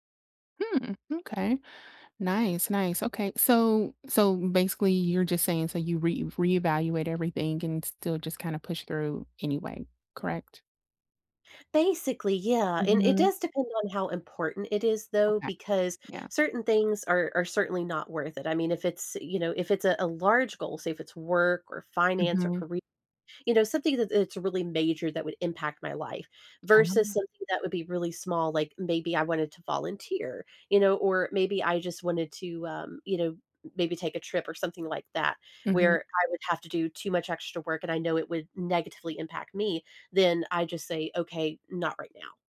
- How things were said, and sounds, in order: tapping
- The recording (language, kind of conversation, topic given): English, unstructured, How can one tell when to push through discomfort or slow down?